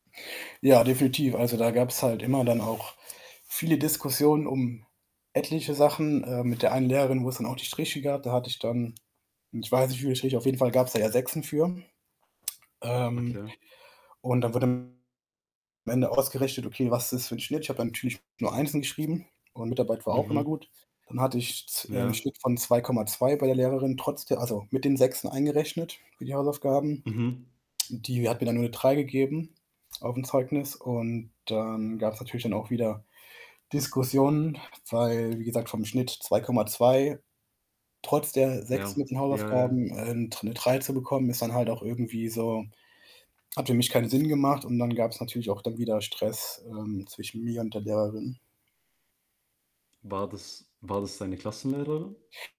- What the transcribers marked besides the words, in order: static; other background noise; distorted speech
- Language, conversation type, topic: German, podcast, Wie sah deine Schulzeit wirklich aus?
- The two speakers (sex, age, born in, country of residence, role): male, 20-24, Germany, Germany, host; male, 25-29, Germany, Germany, guest